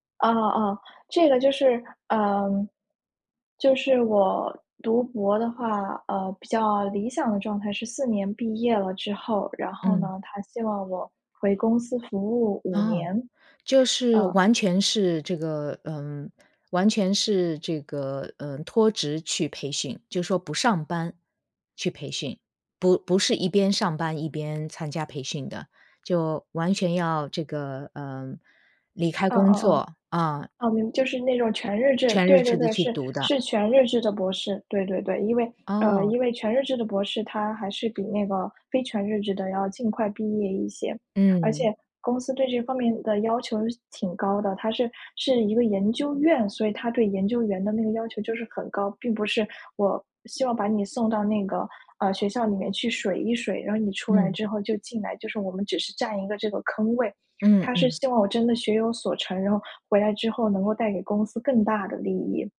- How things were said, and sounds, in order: none
- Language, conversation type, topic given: Chinese, advice, 我该如何决定是回校进修还是参加新的培训？
- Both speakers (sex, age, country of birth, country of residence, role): female, 20-24, China, United States, user; female, 55-59, China, United States, advisor